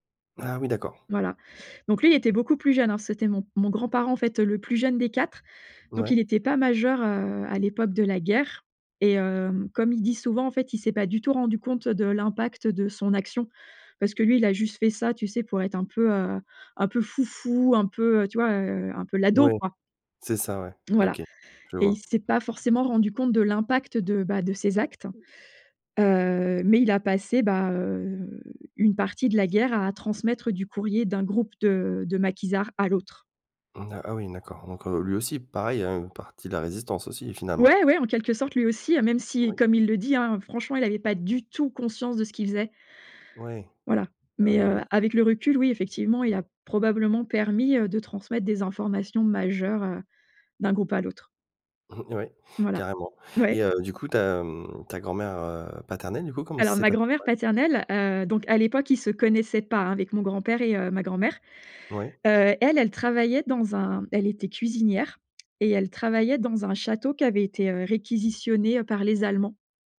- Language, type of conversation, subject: French, podcast, Comment les histoires de guerre ou d’exil ont-elles marqué ta famille ?
- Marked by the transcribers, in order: other background noise; tapping; drawn out: "heu"; stressed: "du tout"; chuckle; laughing while speaking: "ouais"